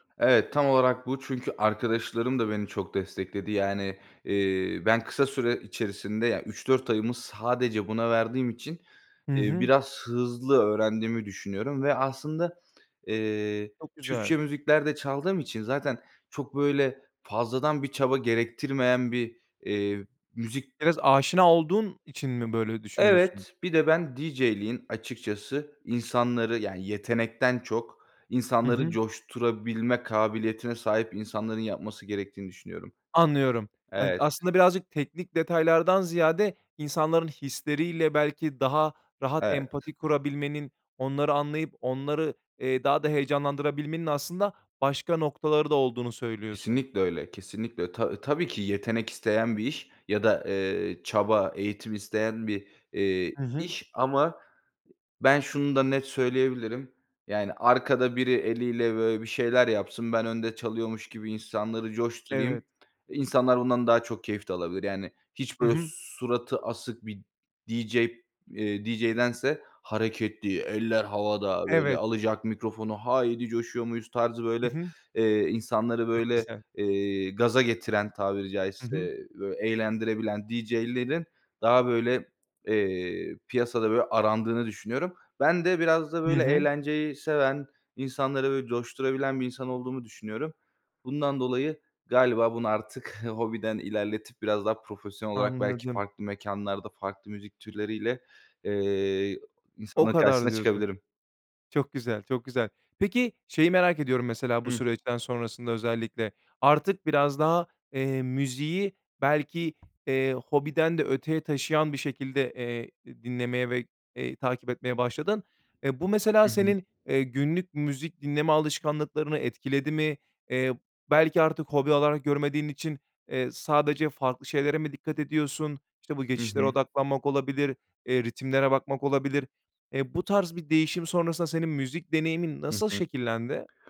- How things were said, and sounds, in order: tapping
- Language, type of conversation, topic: Turkish, podcast, Canlı bir konserde seni gerçekten değiştiren bir an yaşadın mı?